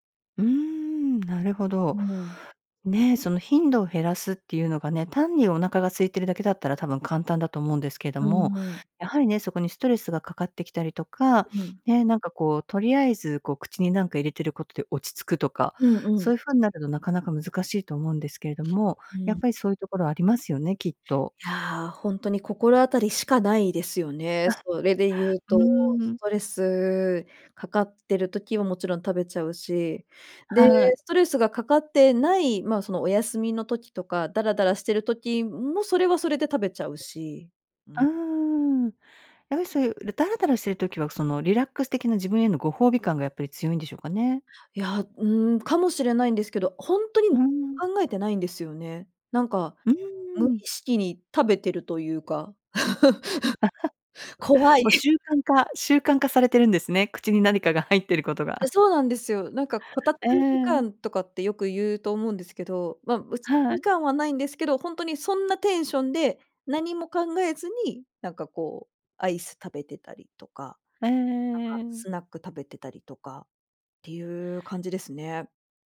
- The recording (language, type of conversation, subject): Japanese, advice, 食生活を改善したいのに、間食やジャンクフードをやめられないのはどうすればいいですか？
- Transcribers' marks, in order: other background noise; laugh; laugh; laughing while speaking: "入ってることが"